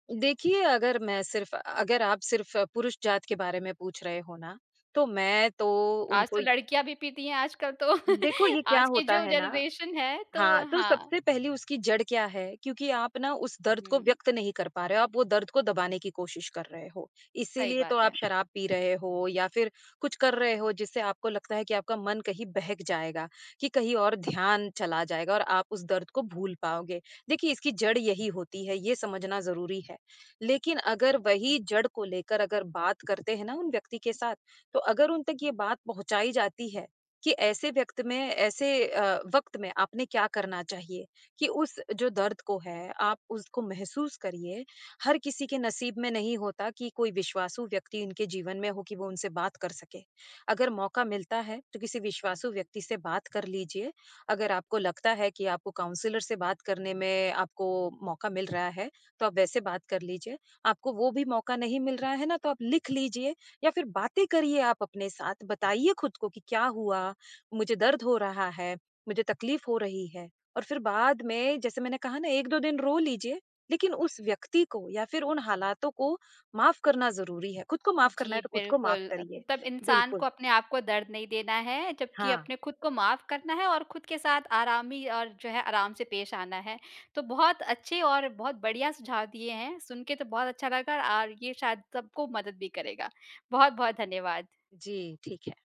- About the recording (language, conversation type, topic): Hindi, podcast, आप असफलता को कैसे स्वीकार करते हैं और उससे क्या सीखते हैं?
- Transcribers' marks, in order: laughing while speaking: "तो। आज की जो जनरेशन है"; in English: "जनरेशन"; other background noise; in English: "काउंसलर"